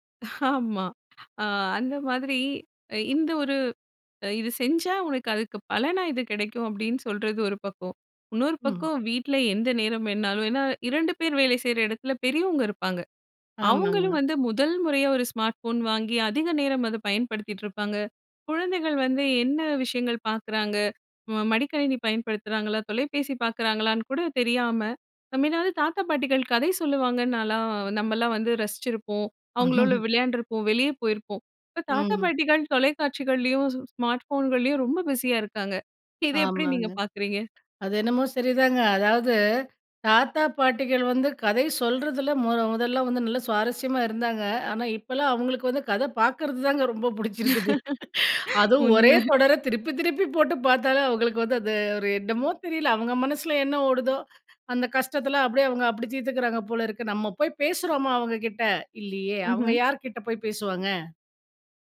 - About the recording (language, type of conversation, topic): Tamil, podcast, குழந்தைகளின் திரை நேரத்தை எப்படிக் கட்டுப்படுத்தலாம்?
- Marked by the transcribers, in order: chuckle; other noise; inhale; tapping; other background noise; in English: "ஸ்மார்ட் ஃபோன்"; laugh; in English: "ஸ்மார்ட் ஃபோன்"; laugh; inhale; laugh